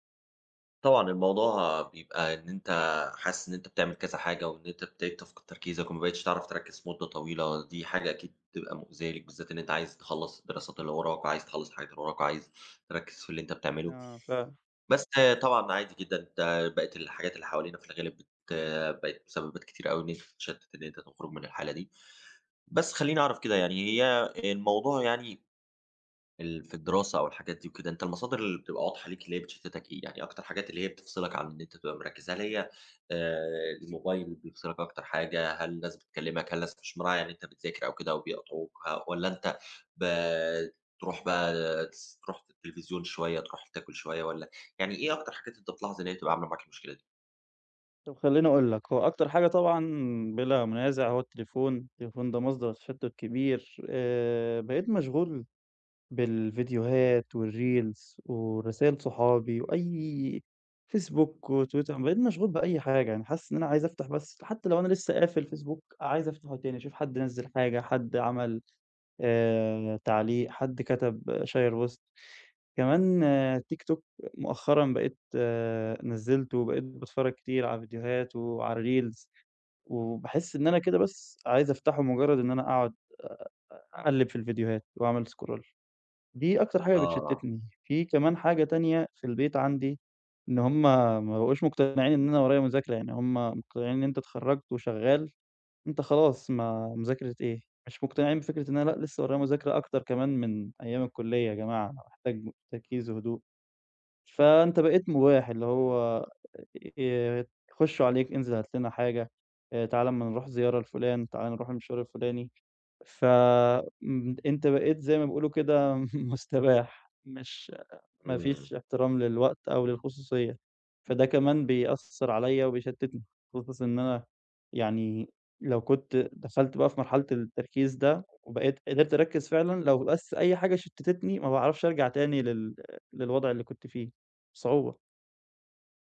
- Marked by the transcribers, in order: in English: "والReels"; in English: "شيّر post"; in English: "الReels"; in English: "scroll"; laughing while speaking: "م مستباح"; other background noise
- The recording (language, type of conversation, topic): Arabic, advice, إزاي أقدر أدخل في حالة تدفّق وتركيز عميق؟